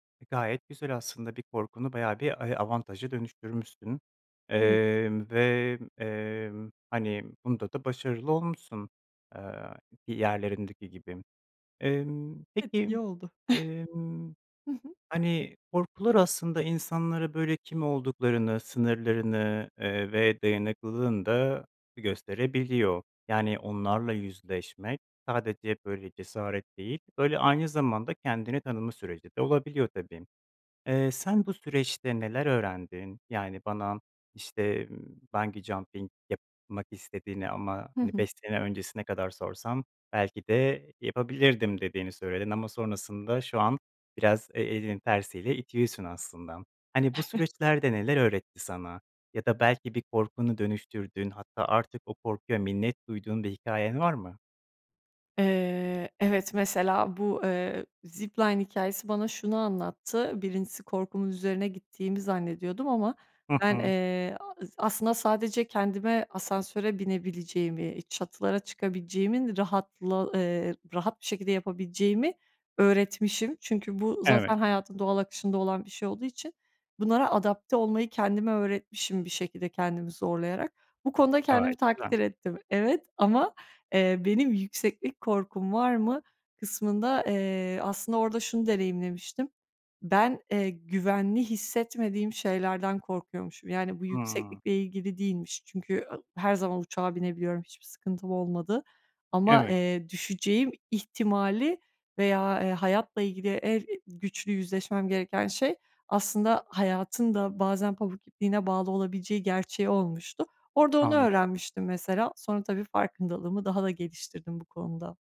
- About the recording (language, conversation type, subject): Turkish, podcast, Korkularınla nasıl yüzleşiyorsun, örnek paylaşır mısın?
- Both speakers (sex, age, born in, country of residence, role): female, 30-34, Turkey, Bulgaria, guest; male, 25-29, Turkey, Poland, host
- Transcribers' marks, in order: other background noise; chuckle; in English: "bungee jumping"; chuckle; in English: "zip-line"; other noise